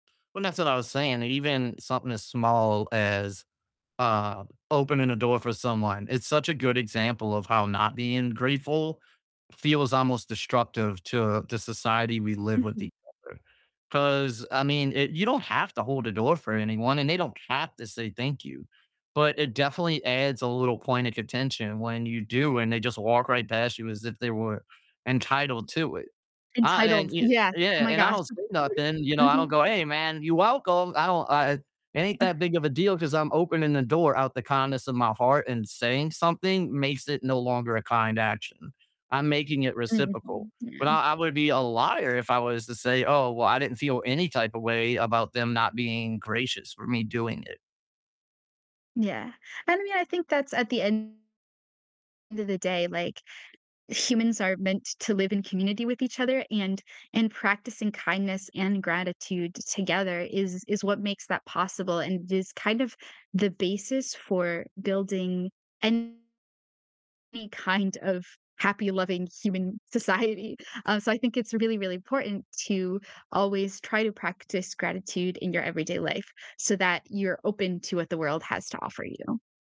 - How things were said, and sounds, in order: distorted speech; giggle; chuckle; tapping; laughing while speaking: "society"
- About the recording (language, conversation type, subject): English, unstructured, How do you practice gratitude in your daily life?
- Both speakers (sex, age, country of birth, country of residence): female, 25-29, United States, United States; male, 35-39, United States, United States